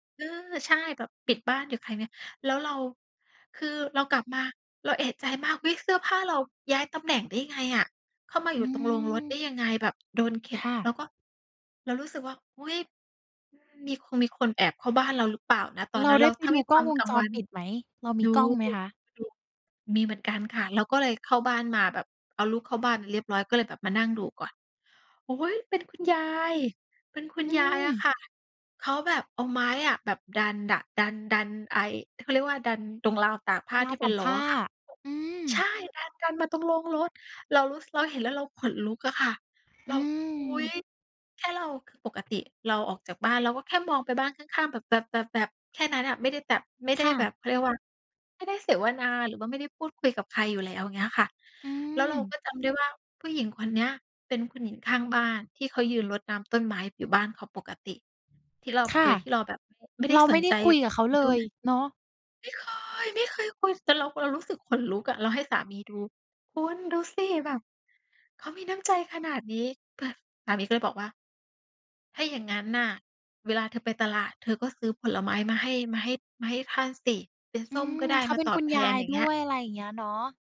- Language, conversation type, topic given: Thai, podcast, คุณมีวิธีแบ่งปันความสุขเล็กๆ น้อยๆ ให้เพื่อนบ้านอย่างไรบ้าง?
- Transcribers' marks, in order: tapping